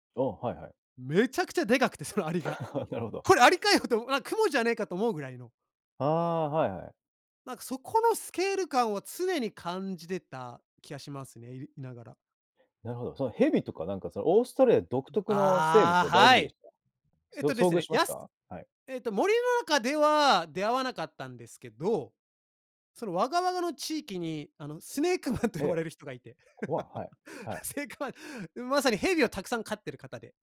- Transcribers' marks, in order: laugh; other noise; laughing while speaking: "スネークマンと呼ばれる人がいて、すごい"
- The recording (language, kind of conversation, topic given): Japanese, podcast, 好奇心に導かれて訪れた場所について、どんな体験をしましたか？